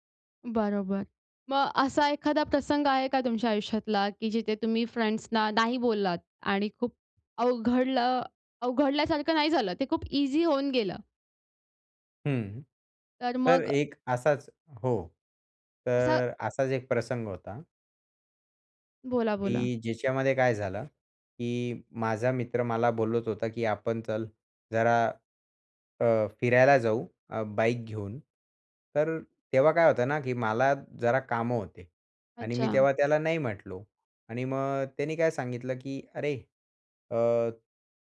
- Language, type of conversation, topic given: Marathi, podcast, तुला ‘नाही’ म्हणायला कधी अवघड वाटतं?
- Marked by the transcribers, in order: in English: "फ्रेंड्स"